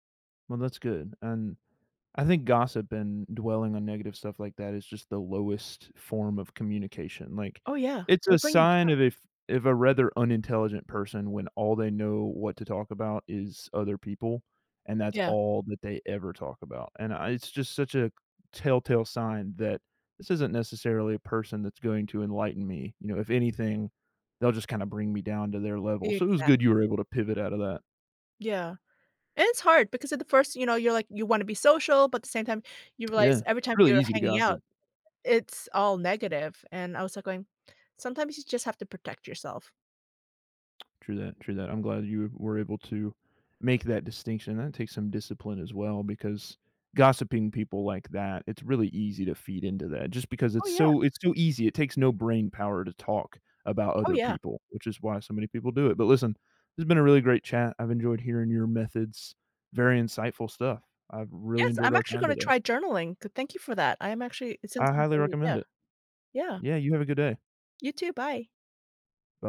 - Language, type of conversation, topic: English, unstructured, What should I do when stress affects my appetite, mood, or energy?
- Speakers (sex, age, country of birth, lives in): female, 45-49, South Korea, United States; male, 20-24, United States, United States
- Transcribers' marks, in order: none